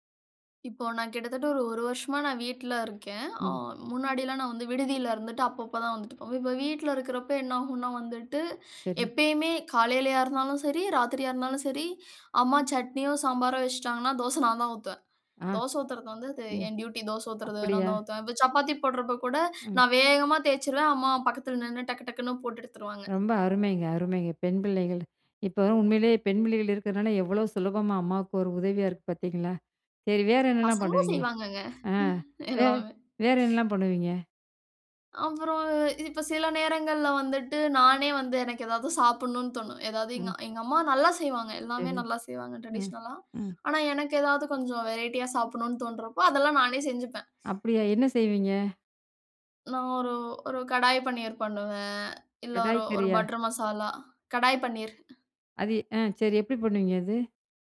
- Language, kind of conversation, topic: Tamil, podcast, வழக்கமான சமையல் முறைகள் மூலம் குடும்பம் எவ்வாறு இணைகிறது?
- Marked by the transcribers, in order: other noise; laughing while speaking: "எல்லாமே"; in English: "டிரடிஷனலா"; in English: "வெரைட்டியா"